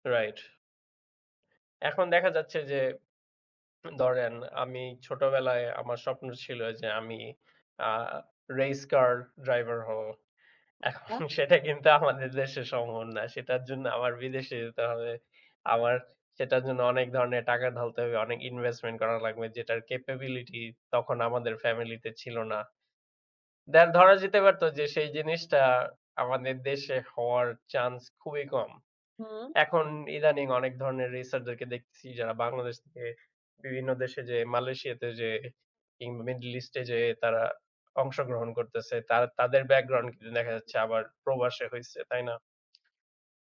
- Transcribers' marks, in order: laughing while speaking: "এখন সেটা কিন্তু আমাদের দেশে সম্ভব না"; unintelligible speech; other background noise; in English: "capability"; unintelligible speech; unintelligible speech; unintelligible speech
- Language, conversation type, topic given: Bengali, unstructured, কেন অনেক সময় মানুষ স্বপ্নের বদলে সহজ পথ বেছে নেয়?